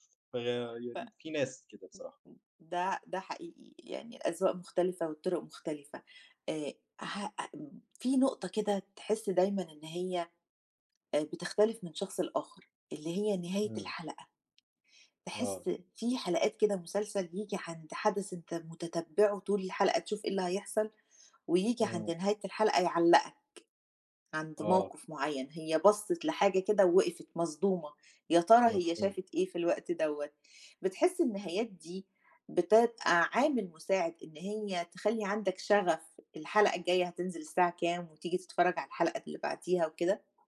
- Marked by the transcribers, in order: unintelligible speech; tapping
- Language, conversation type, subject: Arabic, podcast, إزاي بتتعامل مع حرق نهاية فيلم أو مسلسل؟